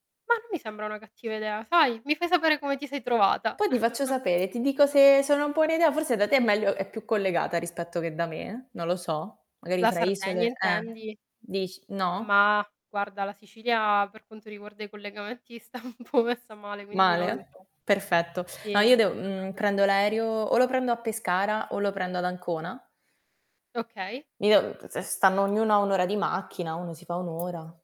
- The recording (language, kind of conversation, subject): Italian, unstructured, Che cosa fai di solito nel weekend?
- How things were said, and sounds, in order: chuckle; laughing while speaking: "sta un po' messa male"; mechanical hum; distorted speech; tapping